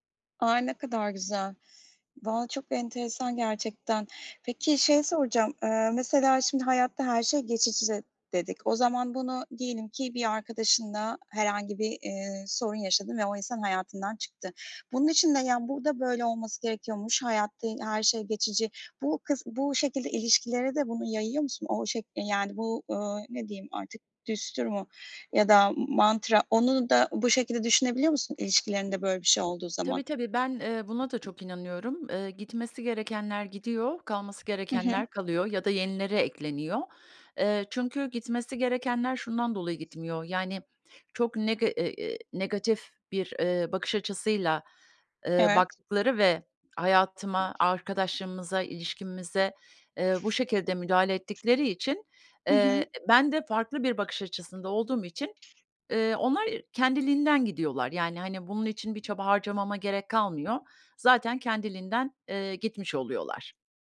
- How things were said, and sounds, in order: "geçici" said as "geçiçice"; in Sanskrit: "m m mantra?"; tapping; other background noise
- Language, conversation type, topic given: Turkish, podcast, Hayatta öğrendiğin en önemli ders nedir?